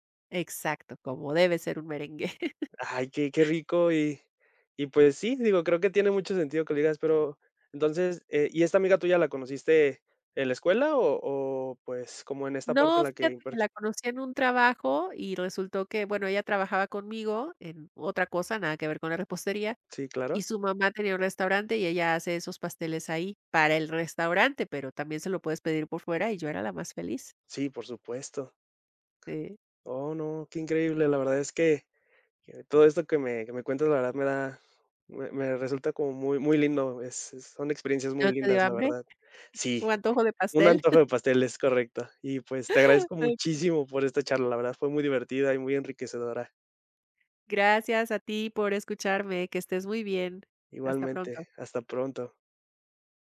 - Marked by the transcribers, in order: chuckle; unintelligible speech; chuckle
- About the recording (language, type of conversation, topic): Spanish, podcast, ¿Cuál es tu recuerdo culinario favorito de la infancia?